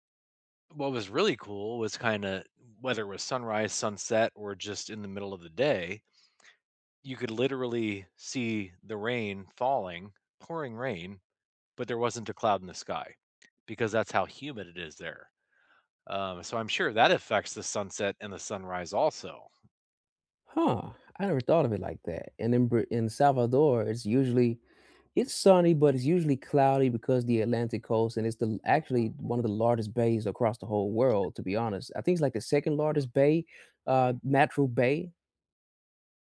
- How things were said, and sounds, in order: other background noise; dog barking
- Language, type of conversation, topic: English, unstructured, What is the most memorable sunrise or sunset you have seen while traveling?
- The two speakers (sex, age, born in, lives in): male, 25-29, United States, United States; male, 45-49, United States, United States